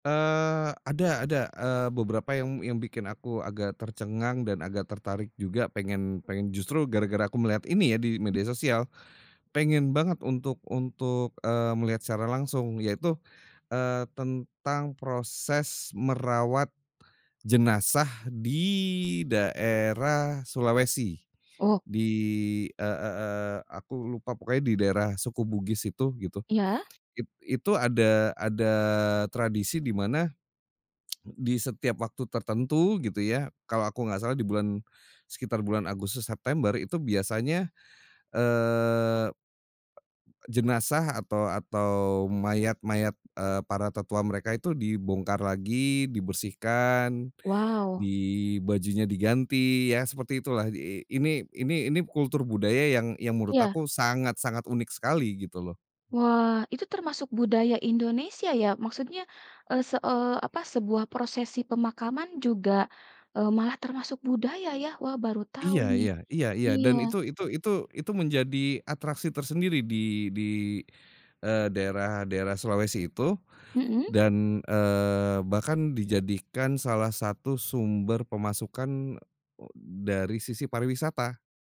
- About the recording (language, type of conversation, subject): Indonesian, podcast, Bagaimana teknologi membantu kamu tetap dekat dengan akar budaya?
- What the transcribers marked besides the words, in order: other background noise; tsk